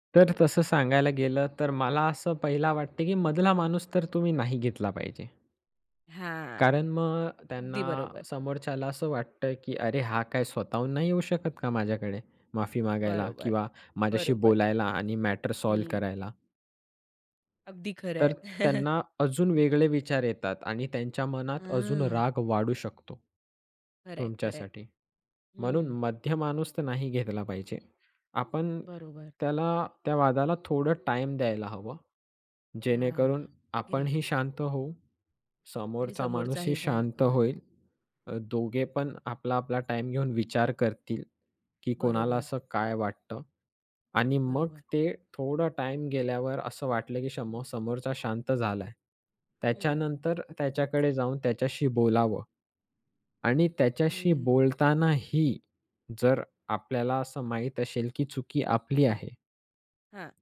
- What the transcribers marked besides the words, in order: in English: "सॉल्व्ह"; chuckle; other background noise
- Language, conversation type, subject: Marathi, podcast, एखाद्या मोठ्या वादानंतर तुम्ही माफी कशी मागाल?